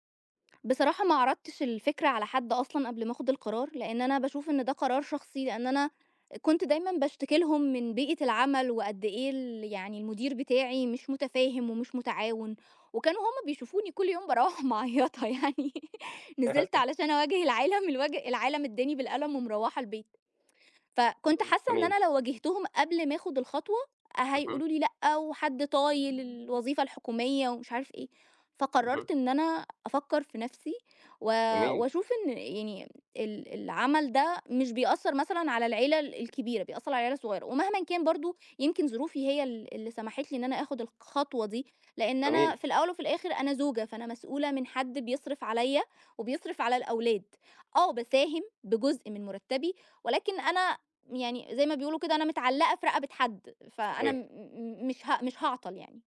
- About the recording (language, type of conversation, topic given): Arabic, podcast, إزاي بتختار بين شغل بتحبه وبيكسبك، وبين شغل مضمون وآمن؟
- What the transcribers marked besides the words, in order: other background noise; laughing while speaking: "بارَوِّح معيَّطة يعني"; chuckle; laugh